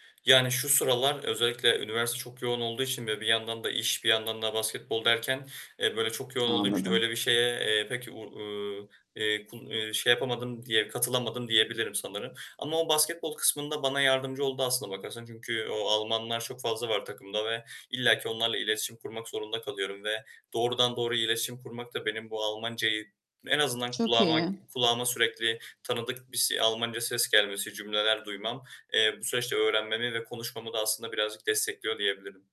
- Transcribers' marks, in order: static; tapping; other background noise; distorted speech
- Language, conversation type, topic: Turkish, advice, Yeni bir yerde kendimi nasıl daha çabuk ait hissedebilirim?